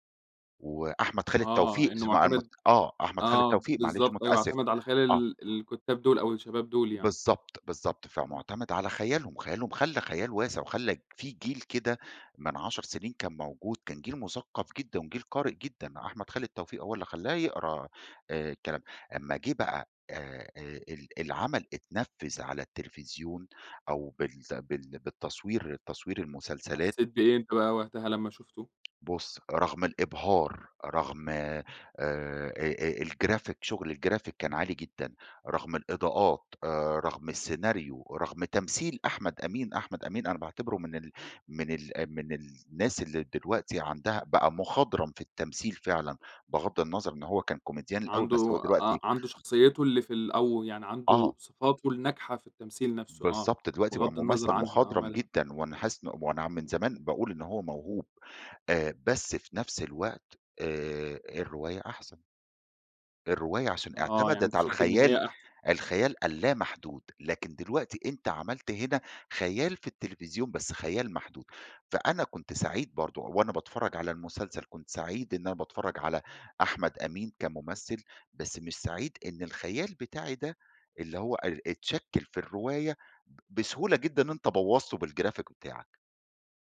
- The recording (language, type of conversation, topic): Arabic, podcast, إزاي بتتعامل مع حرق أحداث مسلسل بتحبه؟
- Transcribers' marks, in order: tapping; in English: "الجرافيك"; in English: "الجرافيك"; other background noise; in English: "بالجرافيك"